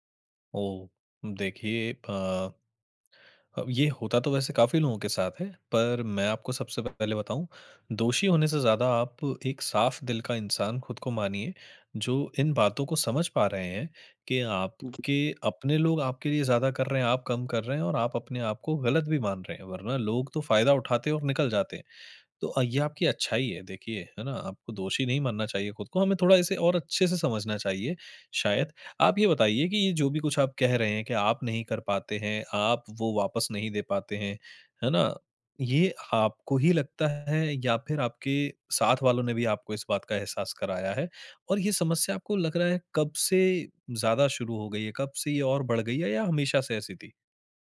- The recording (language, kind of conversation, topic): Hindi, advice, आप हर रिश्ते में खुद को हमेशा दोषी क्यों मान लेते हैं?
- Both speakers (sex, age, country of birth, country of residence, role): male, 25-29, India, India, user; male, 30-34, India, India, advisor
- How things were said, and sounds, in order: other background noise